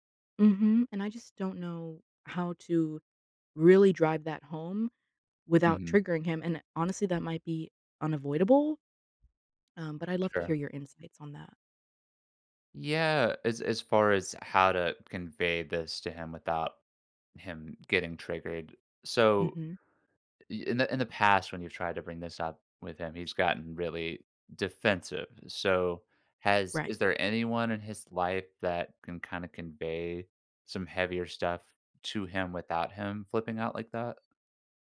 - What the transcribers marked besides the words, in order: tapping; other background noise
- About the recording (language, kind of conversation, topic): English, advice, How can I address ongoing tension with a close family member?
- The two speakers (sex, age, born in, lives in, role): female, 25-29, United States, United States, user; male, 30-34, United States, United States, advisor